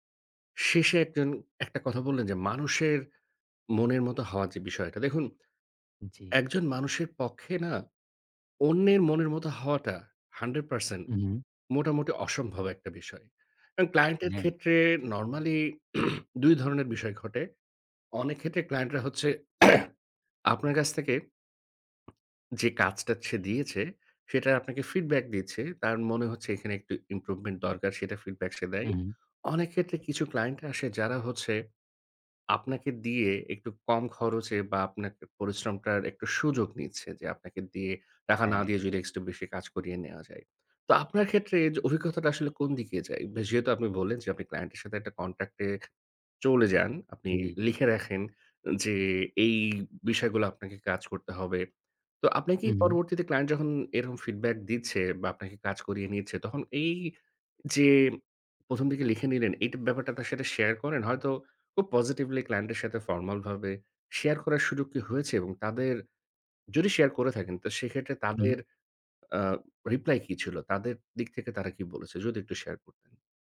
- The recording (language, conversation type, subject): Bengali, advice, কেন নিখুঁত করতে গিয়ে আপনার কাজগুলো শেষ করতে পারছেন না?
- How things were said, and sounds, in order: throat clearing; throat clearing; other background noise; tapping; horn